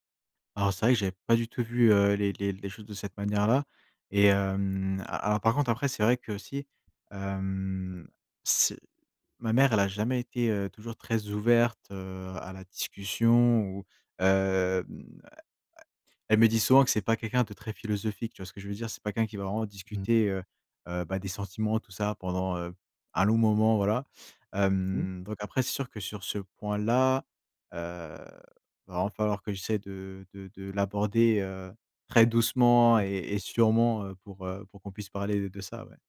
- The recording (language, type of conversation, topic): French, advice, Comment gérer une réaction émotionnelle excessive lors de disputes familiales ?
- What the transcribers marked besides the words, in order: tapping